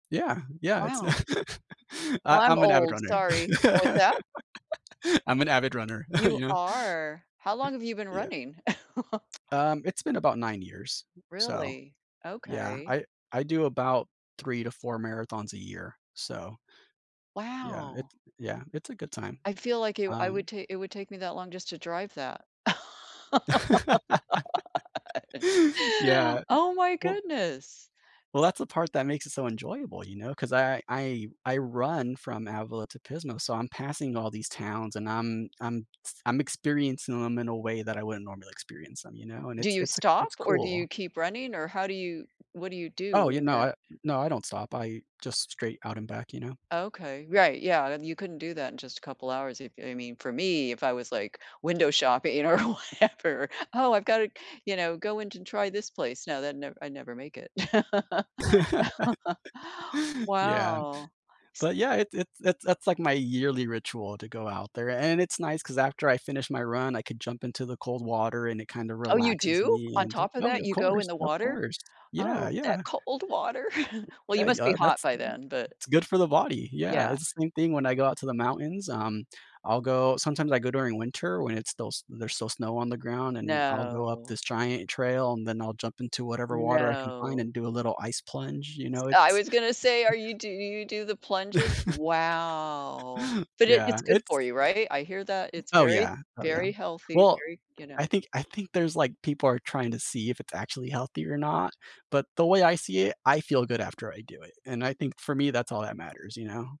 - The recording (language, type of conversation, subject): English, unstructured, Do you prefer mountains, beaches, or forests, and why?
- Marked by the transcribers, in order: laughing while speaking: "no"; laugh; chuckle; other background noise; laugh; laugh; tapping; laughing while speaking: "know, or whatever"; laugh; laugh; surprised: "Oh, you do?"; chuckle; drawn out: "No"; chuckle; drawn out: "Wow"